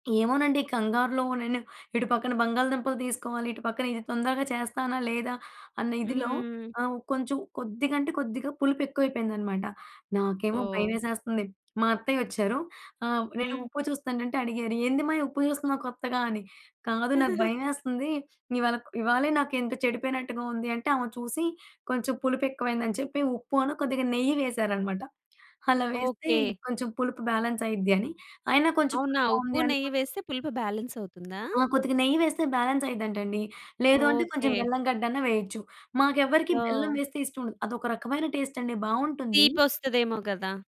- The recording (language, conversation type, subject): Telugu, podcast, మీకు వంట చేయడం ఆనందమా లేక బాధ్యతా?
- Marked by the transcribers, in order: chuckle; in English: "బ్యాలెన్స్"